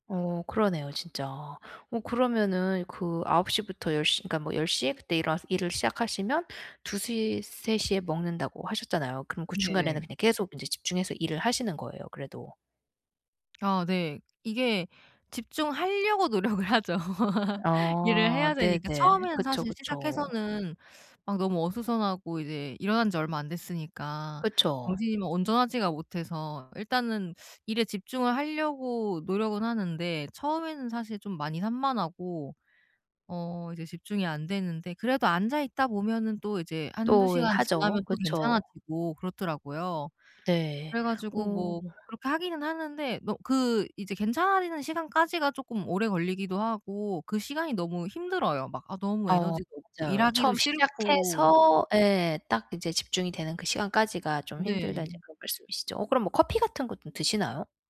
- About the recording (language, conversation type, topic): Korean, advice, 하루 동안 에너지를 일정하게 유지하려면 어떻게 해야 하나요?
- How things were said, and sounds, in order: tapping; laughing while speaking: "노력을 하죠"; laugh; other background noise